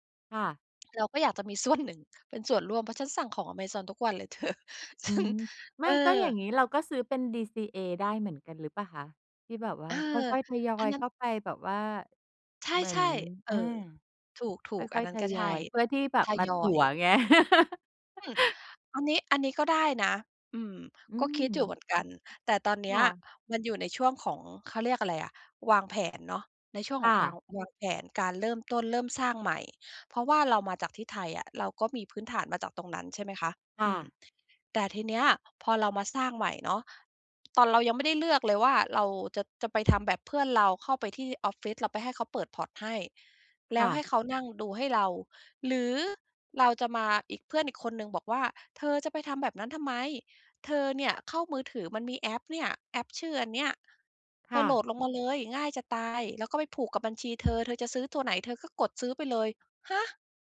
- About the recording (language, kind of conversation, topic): Thai, podcast, ถ้าคุณเริ่มเล่นหรือสร้างอะไรใหม่ๆ ได้ตั้งแต่วันนี้ คุณจะเลือกทำอะไร?
- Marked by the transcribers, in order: other background noise; laughing while speaking: "เธอ ฉัน"; chuckle; in English: "พอร์ต"